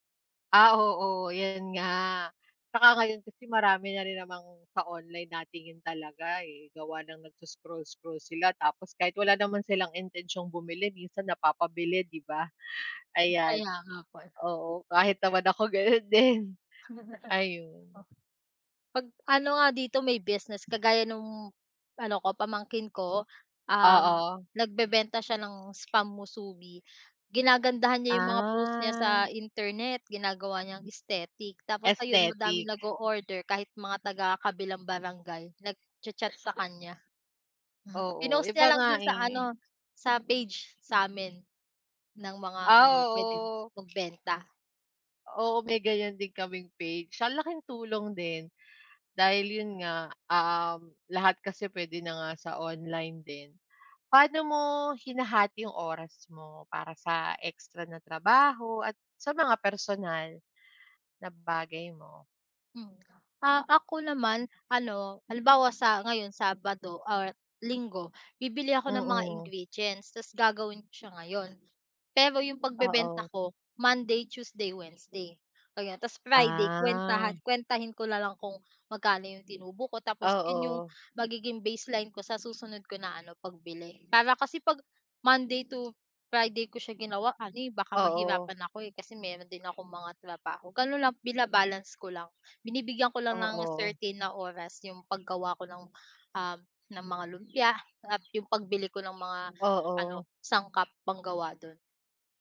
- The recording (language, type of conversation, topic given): Filipino, unstructured, Ano ang mga paborito mong paraan para kumita ng dagdag na pera?
- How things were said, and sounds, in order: other background noise; laughing while speaking: "gano'n din"; chuckle; blowing; blowing; other noise; in Japanese: "musubi"; drawn out: "Ah"; cough; drawn out: "trabaho"; tapping; drawn out: "Ah"; other animal sound